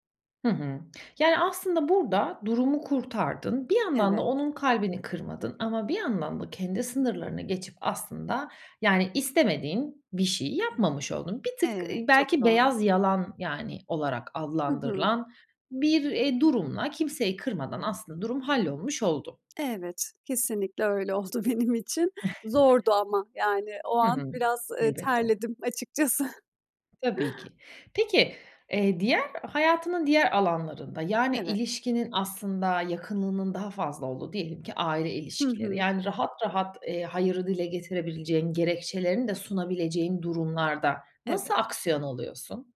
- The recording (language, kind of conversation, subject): Turkish, podcast, Bir konuda “hayır” demek zor geldiğinde nasıl davranırsın?
- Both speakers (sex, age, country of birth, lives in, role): female, 30-34, Turkey, Estonia, guest; female, 35-39, Turkey, Italy, host
- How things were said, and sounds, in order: tapping; other noise; chuckle